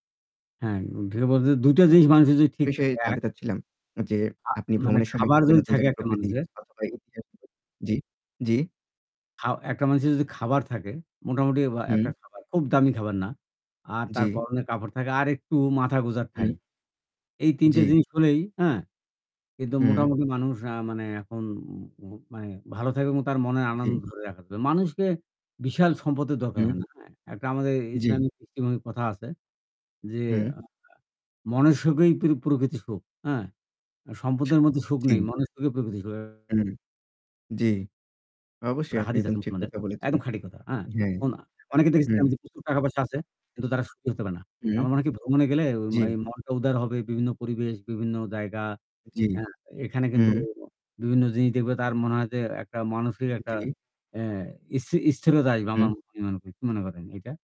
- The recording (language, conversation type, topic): Bengali, unstructured, ভ্রমণে গিয়ে আপনি সবচেয়ে আশ্চর্যজনক কী দেখেছেন?
- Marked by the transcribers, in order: static; unintelligible speech; unintelligible speech; lip smack; distorted speech